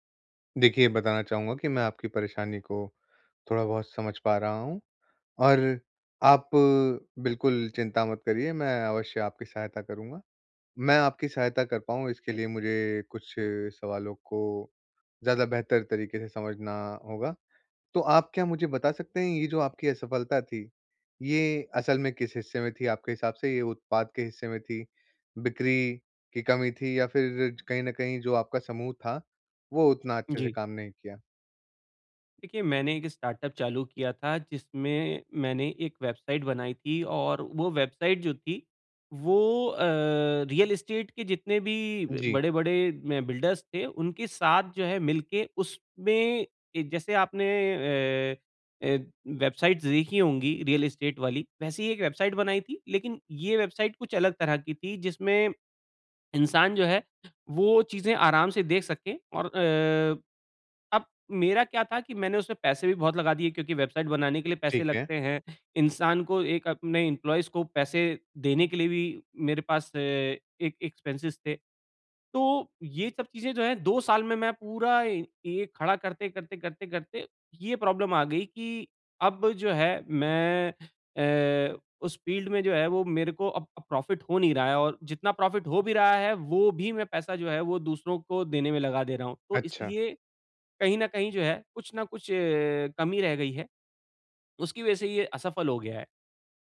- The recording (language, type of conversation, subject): Hindi, advice, निराशा और असफलता से उबरना
- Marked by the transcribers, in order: tapping; in English: "स्टार्टअप"; in English: "रियल एस्टेट"; in English: "बिल्डर्स"; in English: "वेबसाइट्स"; in English: "रियल एस्टेट"; in English: "इम्प्लॉइज"; in English: "एक्सपेंसेस"; in English: "प्रॉब्लम"; in English: "फ़ील्ड"; in English: "प्रॉफ़िट"; in English: "प्रॉफ़िट"